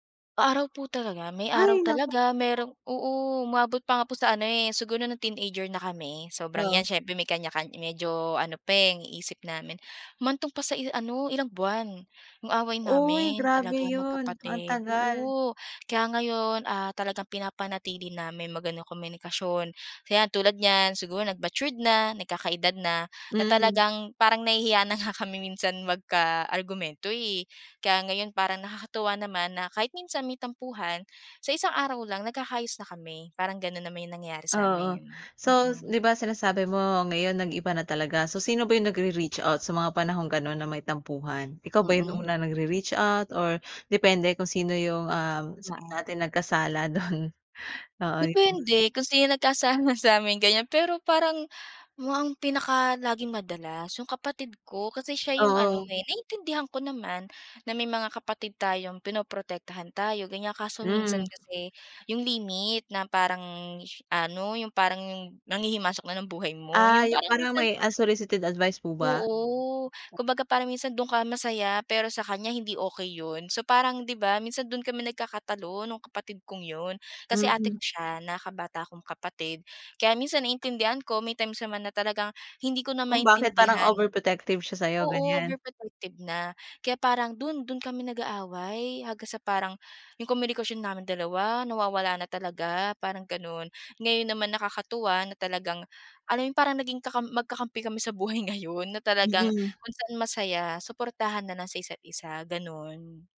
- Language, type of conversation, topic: Filipino, podcast, Paano mo pinananatili ang maayos na komunikasyon sa pamilya?
- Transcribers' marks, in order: laughing while speaking: "do'n?"; laughing while speaking: "nagkasala"; unintelligible speech; in English: "unsolicited advice"; other background noise; tapping; laughing while speaking: "ngayon"